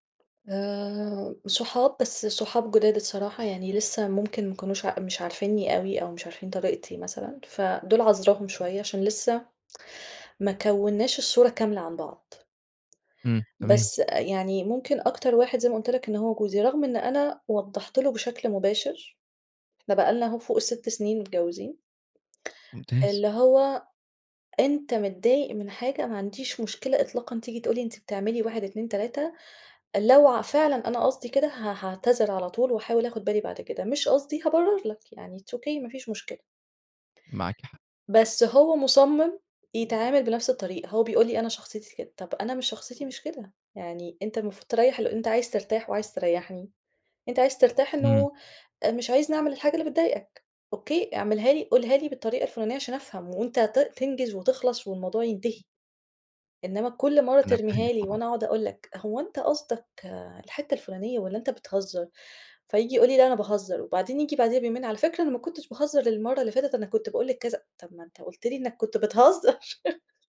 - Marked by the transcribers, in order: tapping; in English: "it's Okay"; laugh
- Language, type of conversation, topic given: Arabic, advice, ليه بيطلع بينّا خلافات كتير بسبب سوء التواصل وسوء الفهم؟